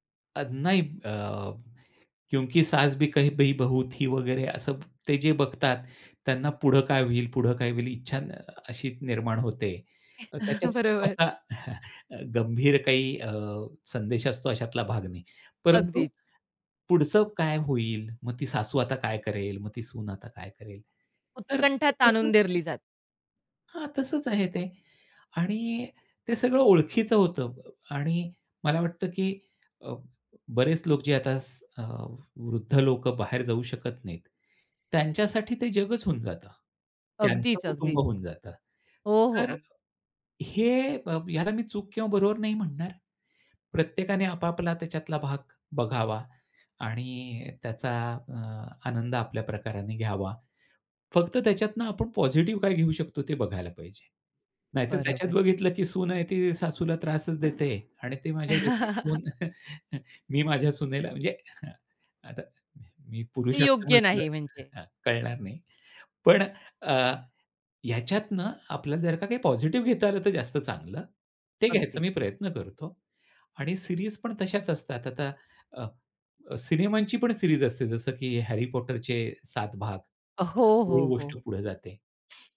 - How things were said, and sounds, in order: other noise; chuckle; tapping; chuckle; other background noise; chuckle; in English: "सीरीज"; in English: "सीरीज"
- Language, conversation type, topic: Marathi, podcast, कोणत्या प्रकारचे चित्रपट किंवा मालिका पाहिल्यावर तुम्हाला असा अनुभव येतो की तुम्ही अक्खं जग विसरून जाता?